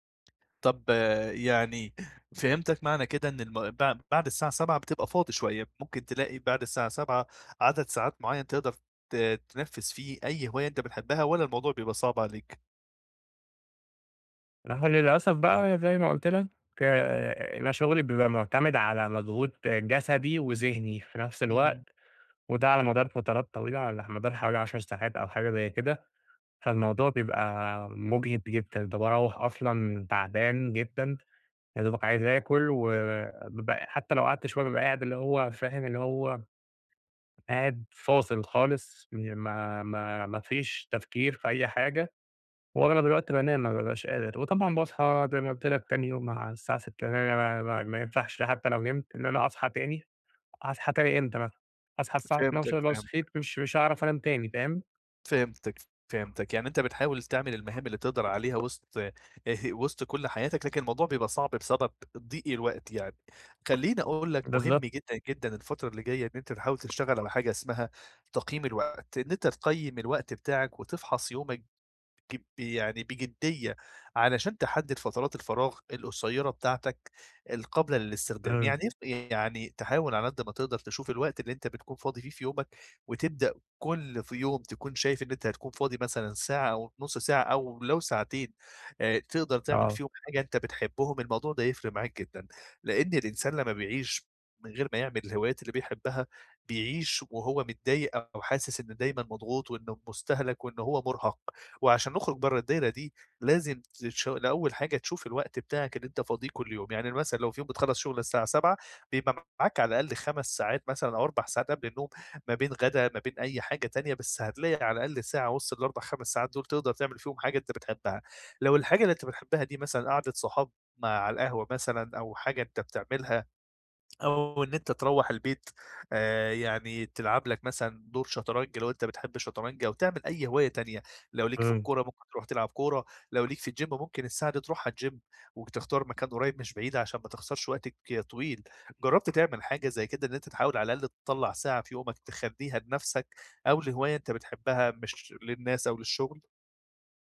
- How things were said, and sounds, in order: tapping; unintelligible speech; laughing while speaking: "آآ"; in English: "الجيم"; in English: "الجيم"
- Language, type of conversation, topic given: Arabic, advice, إزاي ألاقي وقت لهواياتي مع جدول شغلي المزدحم؟